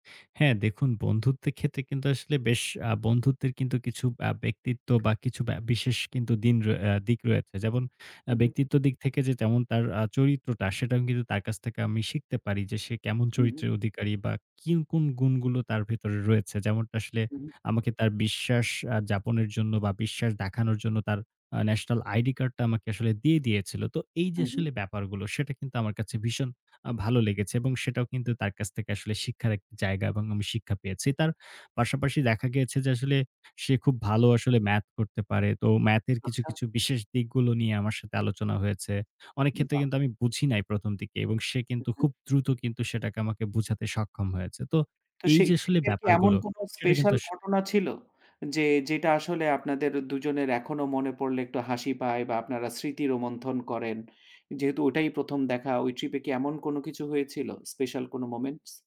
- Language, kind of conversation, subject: Bengali, podcast, একা ভ্রমণে নতুন কারও সঙ্গে বন্ধুত্ব গড়ে ওঠার অভিজ্ঞতা কেমন ছিল?
- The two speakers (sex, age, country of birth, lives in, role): male, 35-39, Bangladesh, Finland, host; male, 55-59, Bangladesh, Bangladesh, guest
- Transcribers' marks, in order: tongue click